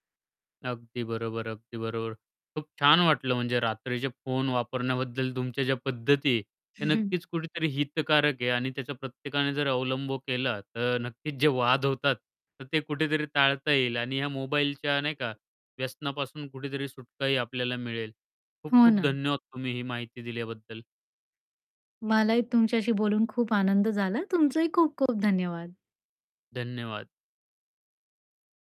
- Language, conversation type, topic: Marathi, podcast, रात्री फोन वापरण्याची तुमची पद्धत काय आहे?
- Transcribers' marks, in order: static; chuckle; other background noise; tapping; distorted speech